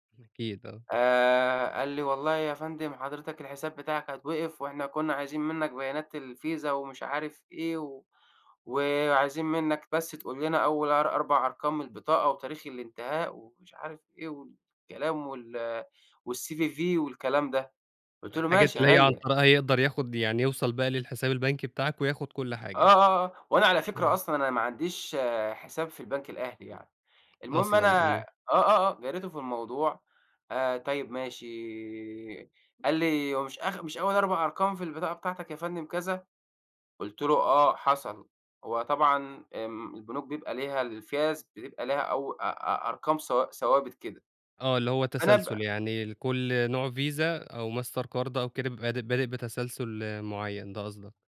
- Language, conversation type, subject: Arabic, podcast, إزاي تحمي نفسك من النصب على الإنترنت؟
- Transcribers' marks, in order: other noise; tapping